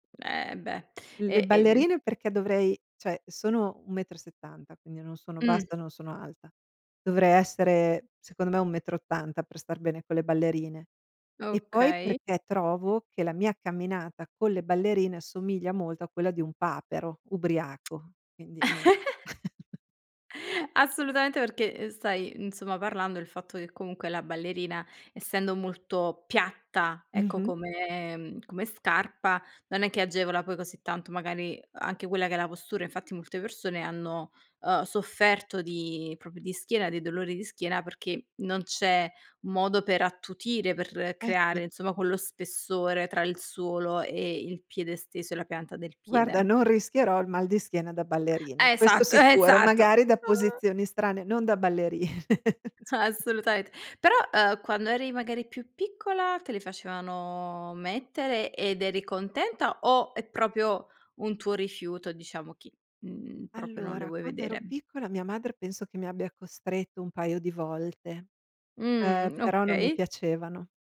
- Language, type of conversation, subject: Italian, podcast, Come scegli i vestiti che ti fanno sentire davvero te stesso?
- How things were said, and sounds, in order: "cioè" said as "ceh"; tsk; chuckle; tapping; other background noise; "proprio" said as "propio"; put-on voice: "uh"; chuckle; laughing while speaking: "c"; drawn out: "facevano"; "proprio" said as "propio"